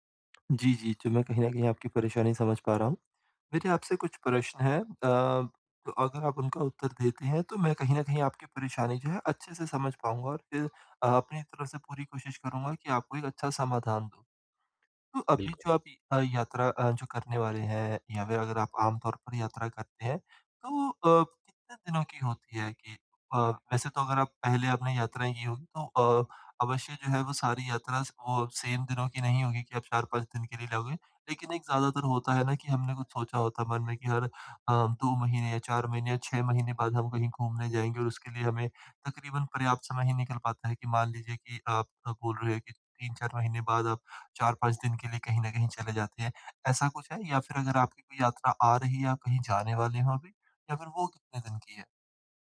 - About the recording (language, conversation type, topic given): Hindi, advice, यात्रा से पहले तनाव कैसे कम करें और मानसिक रूप से कैसे तैयार रहें?
- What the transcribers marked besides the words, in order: other background noise; in English: "सेम"; tapping